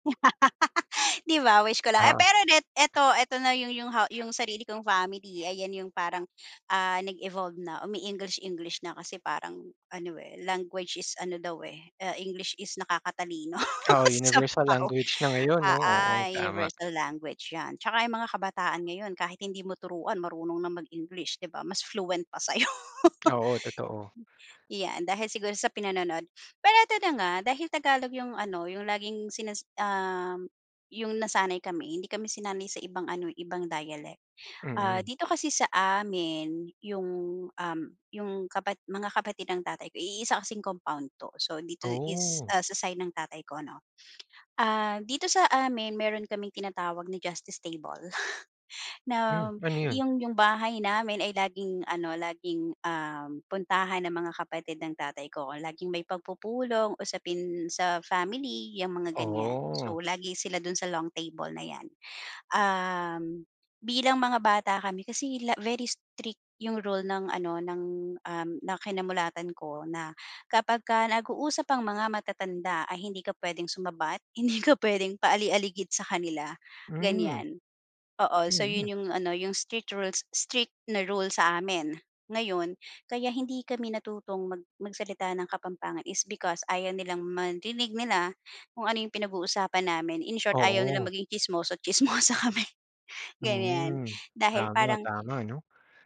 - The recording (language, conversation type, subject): Filipino, podcast, Anong wika o diyalekto ang ginagamit sa bahay noong bata ka pa?
- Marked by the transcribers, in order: laugh; laugh; laughing while speaking: "Sabaw"; laugh; tapping; in English: "justice table"; chuckle; laughing while speaking: "hindi ka"; laughing while speaking: "tsismoso't tsismosa kami"; other background noise